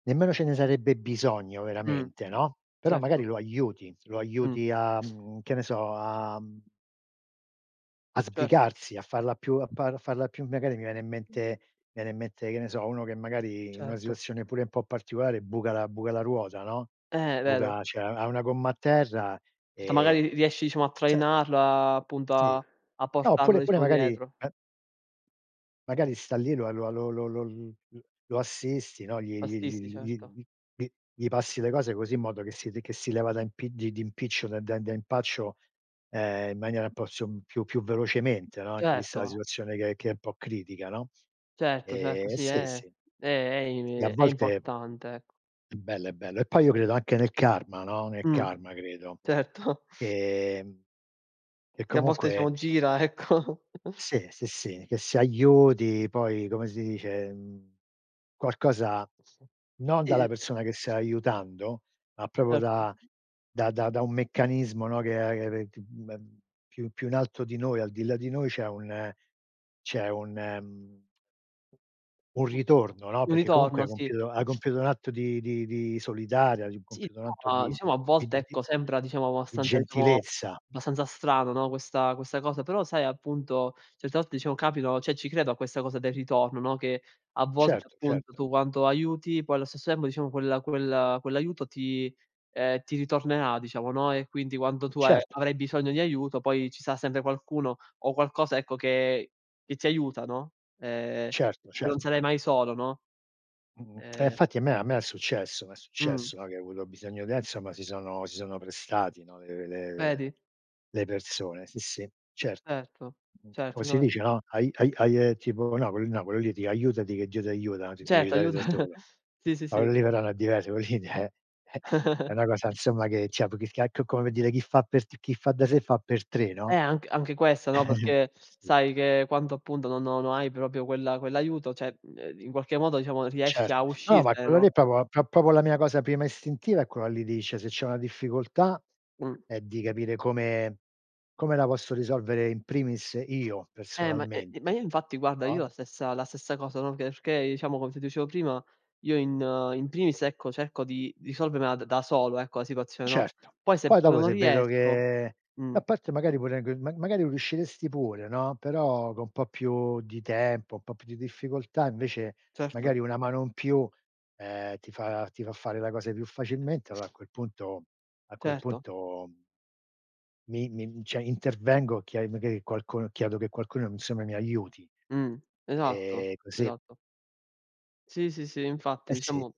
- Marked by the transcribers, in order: other background noise; other noise; "cioè" said as "ceh"; "Cioè" said as "ceh"; laughing while speaking: "Certo"; laughing while speaking: "ecco"; chuckle; "proprio" said as "propo"; "cioè" said as "ceh"; "tempo" said as "tembo"; laughing while speaking: "aiuta"; unintelligible speech; laugh; "insomma" said as "nsomma"; giggle; "proprio" said as "propio"; "cioè" said as "ceh"; "proprio" said as "propo"; "proprio" said as "propo"; "cioè" said as "ceh"; "proprio" said as "propio"; "cioè" said as "ceh"
- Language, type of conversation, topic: Italian, unstructured, Qual è, secondo te, il modo migliore per aiutare gli altri?